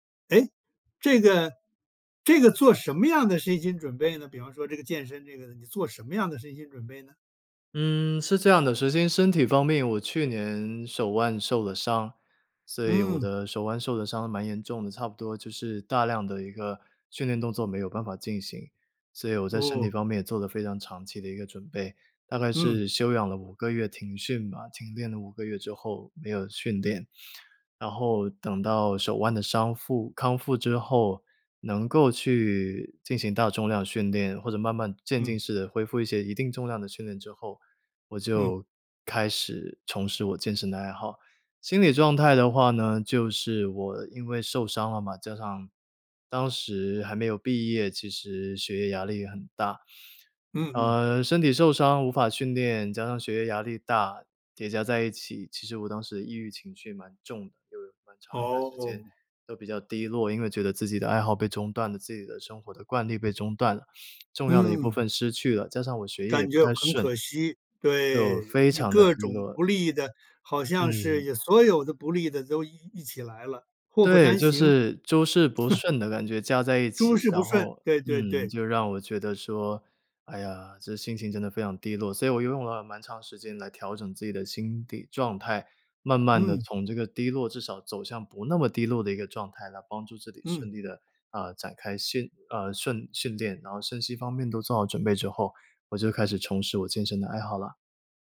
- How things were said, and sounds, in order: chuckle; "心理" said as "心底"
- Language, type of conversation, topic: Chinese, podcast, 重拾爱好的第一步通常是什么？